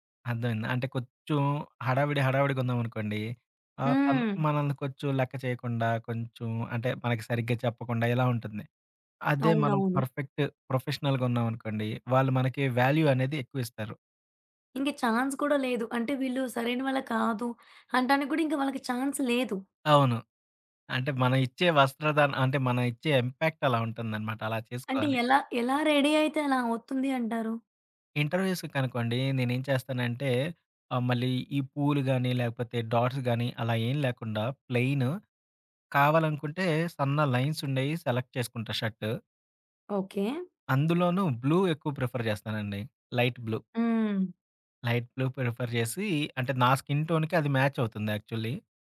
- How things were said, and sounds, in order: other background noise; in English: "ప్రొఫెషనల్‌గా"; in English: "వాల్యూ"; in English: "చాన్స్"; tapping; in English: "చాన్స్"; in English: "ఇంపాక్ట్"; in English: "రెడీ"; in English: "ఇంటర్వ్యూస్‌కనుకోండి"; in English: "డాట్స్"; in English: "సెలెక్ట్"; in English: "బ్లూ"; in English: "ప్రిఫర్"; in English: "లైట్ బ్లూ"; in English: "లైట్ బ్లూ ప్రిఫర్"; in English: "స్కిన్ టోన్‌కి"; in English: "యాక్చువలీ"
- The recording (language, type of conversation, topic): Telugu, podcast, మొదటి చూపులో మీరు ఎలా కనిపించాలనుకుంటారు?